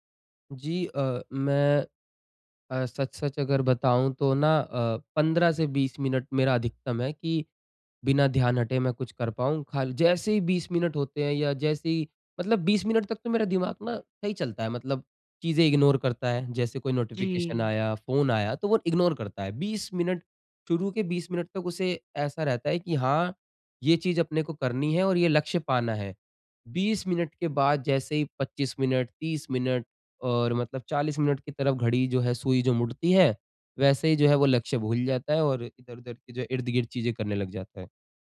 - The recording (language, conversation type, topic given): Hindi, advice, मैं बार-बार ध्यान भटकने से कैसे बचूं और एक काम पर कैसे ध्यान केंद्रित करूं?
- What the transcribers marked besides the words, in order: in English: "इग्नोर"; in English: "नोटिफ़िकेशन"; in English: "इग्नोर"